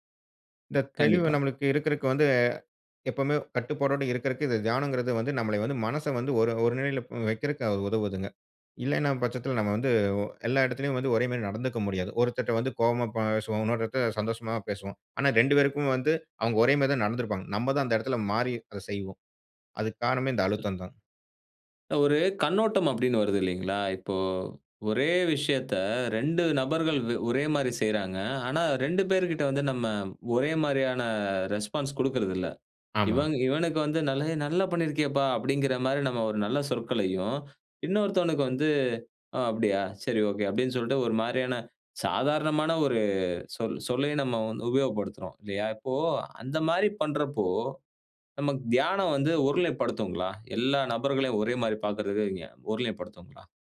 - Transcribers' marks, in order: other noise; in English: "ரெஸ்பான்ஸ்"; inhale
- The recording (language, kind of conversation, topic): Tamil, podcast, தியானம் மனஅழுத்தத்தை சமாளிக்க எப்படிப் உதவுகிறது?